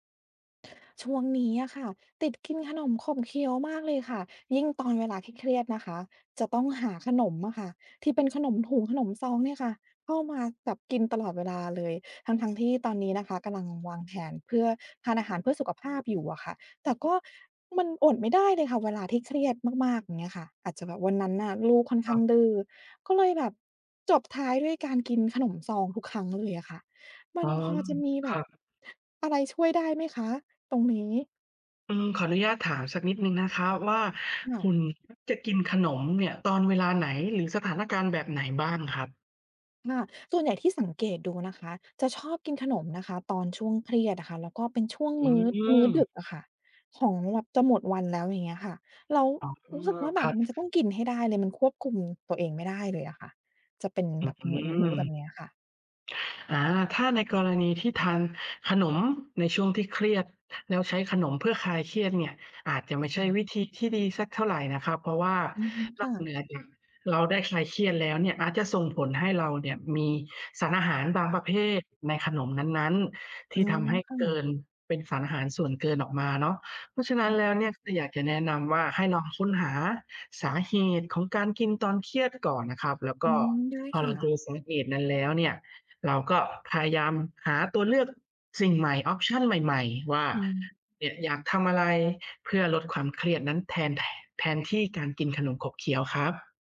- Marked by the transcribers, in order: other background noise; tapping; in English: "ออปชัน"
- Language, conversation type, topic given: Thai, advice, ฉันตั้งใจกินอาหารเพื่อสุขภาพแต่ชอบกินของขบเคี้ยวตอนเครียด ควรทำอย่างไร?